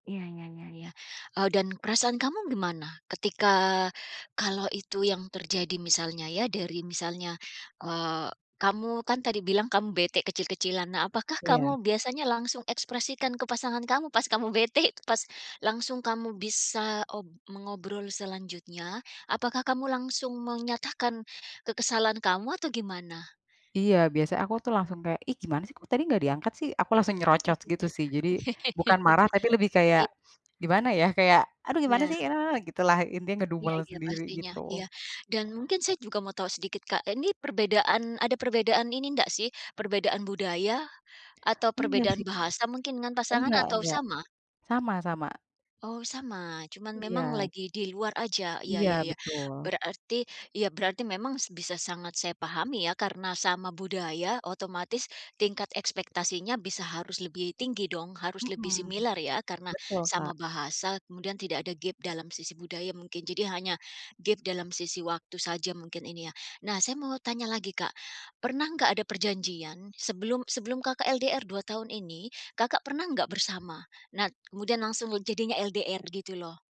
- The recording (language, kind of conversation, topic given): Indonesian, advice, Bagaimana cara mengendalikan emosi saat saya sering marah-marah kecil kepada pasangan lalu menyesal?
- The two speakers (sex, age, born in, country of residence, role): female, 30-34, Indonesia, Indonesia, user; female, 45-49, Indonesia, United States, advisor
- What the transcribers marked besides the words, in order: chuckle; put-on voice: "Aduh gimana sih? Eee"; in English: "similar"